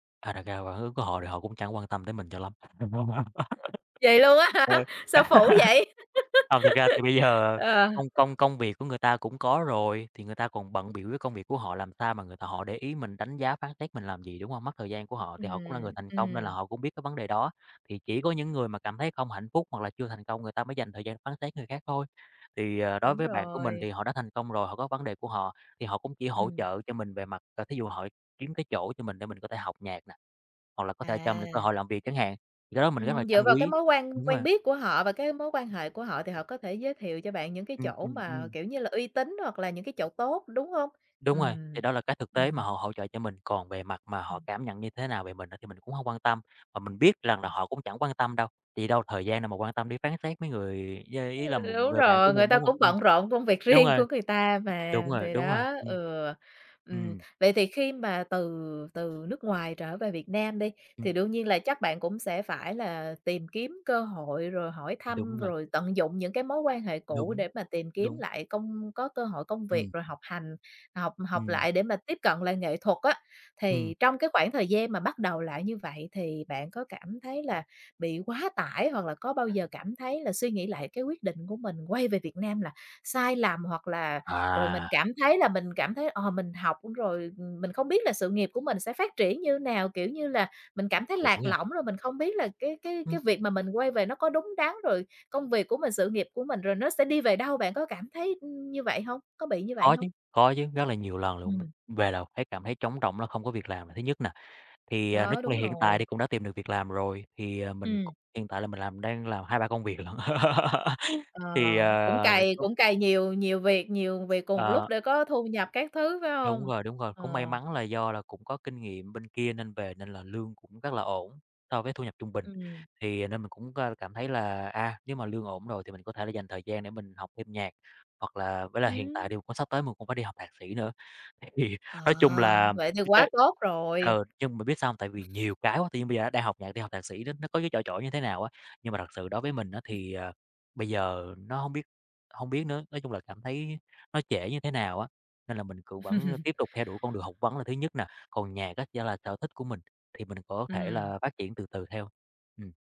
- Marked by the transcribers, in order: laugh; laughing while speaking: "á hả?"; laugh; tapping; other background noise; laughing while speaking: "riêng"; laugh; laughing while speaking: "thì"; chuckle; chuckle
- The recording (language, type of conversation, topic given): Vietnamese, podcast, Bạn có thể kể về lần bạn đã dũng cảm nhất không?